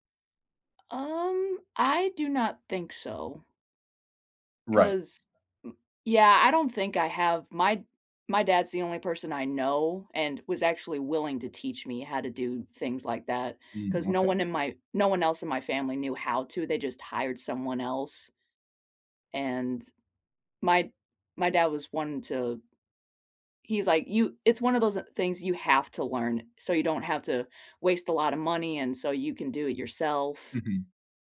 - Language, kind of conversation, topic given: English, unstructured, What is your favorite way to learn new things?
- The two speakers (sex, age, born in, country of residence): female, 25-29, United States, United States; male, 25-29, United States, United States
- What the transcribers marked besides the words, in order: tapping